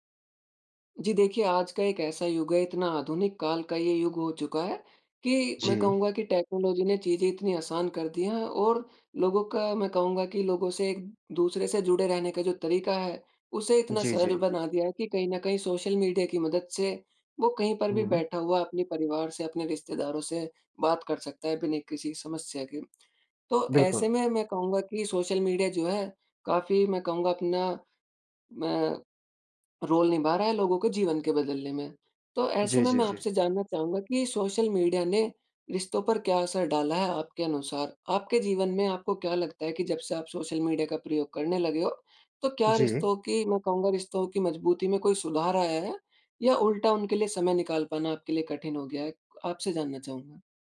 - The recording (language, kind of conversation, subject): Hindi, podcast, सोशल मीडिया ने रिश्तों पर क्या असर डाला है, आपके हिसाब से?
- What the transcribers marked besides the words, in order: in English: "टेक्नोलॉज़ी"; tapping; in English: "रोल"